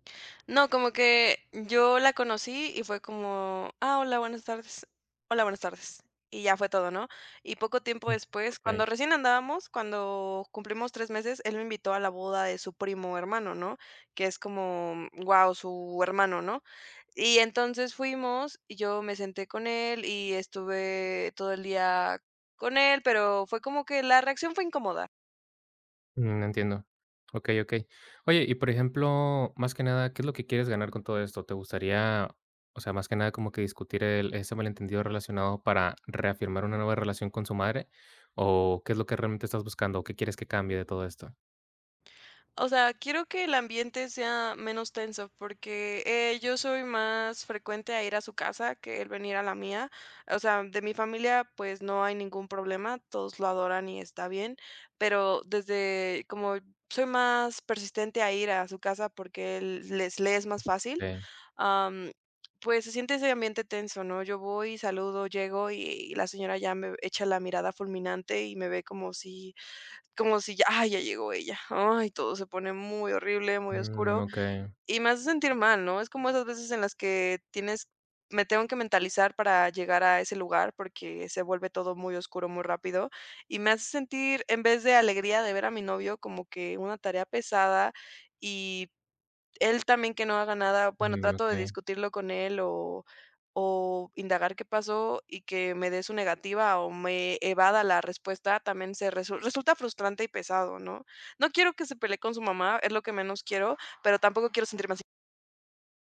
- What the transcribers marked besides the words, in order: disgusted: "Ay, todo se pone muy horrible, muy oscuro"
- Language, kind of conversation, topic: Spanish, advice, ¿Cómo puedo hablar con mi pareja sobre un malentendido?